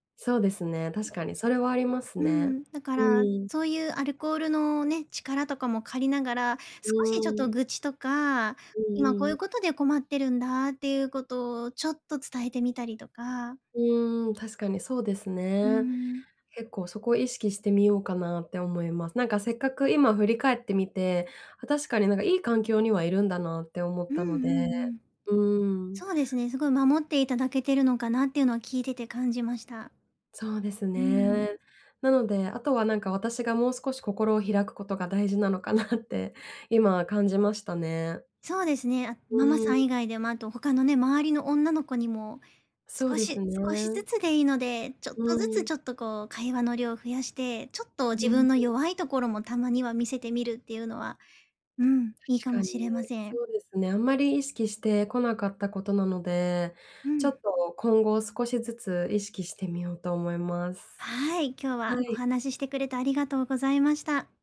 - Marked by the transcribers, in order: unintelligible speech; laughing while speaking: "なって"; other background noise
- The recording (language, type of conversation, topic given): Japanese, advice, 助けを求める勇気はどうすれば育てられますか？